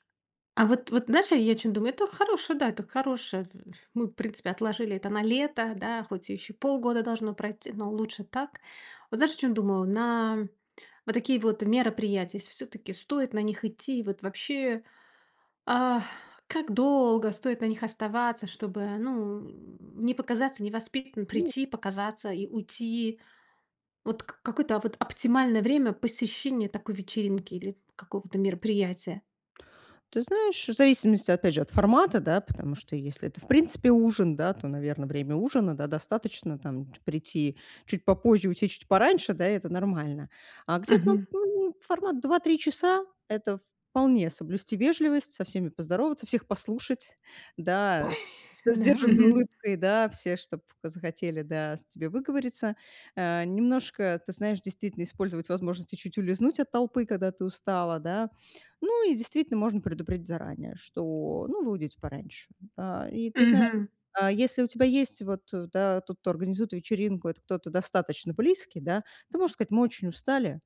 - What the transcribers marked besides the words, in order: tapping; "если" said as "еси"; gasp; grunt; other background noise; other noise
- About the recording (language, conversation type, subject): Russian, advice, Почему я чувствую себя изолированным на вечеринках и встречах?